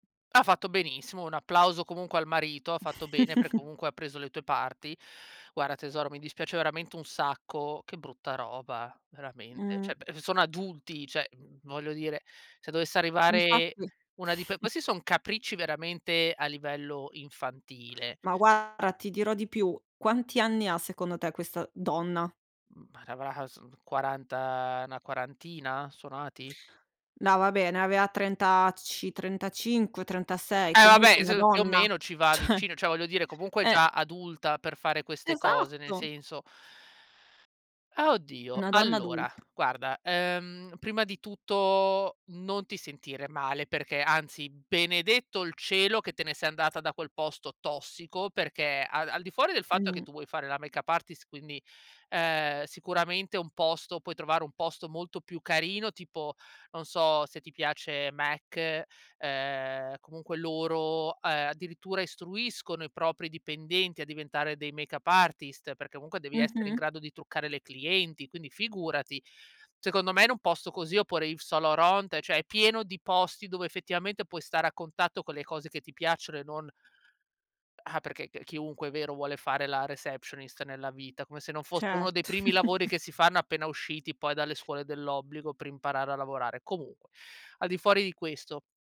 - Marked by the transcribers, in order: chuckle; "comunque" said as "omunque"; other background noise; "cioè" said as "ceh"; chuckle; "avrà" said as "ravrà"; "na" said as "una"; "aveva" said as "avea"; laughing while speaking: "Cioè"; tapping; stressed: "benedetto"; in English: "makeup artist"; in English: "makeup artist"; "comunque" said as "counque"; chuckle
- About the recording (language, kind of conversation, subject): Italian, advice, Come posso ricostruire la mia identità dopo un grande cambiamento di vita, come un cambio di lavoro o una separazione?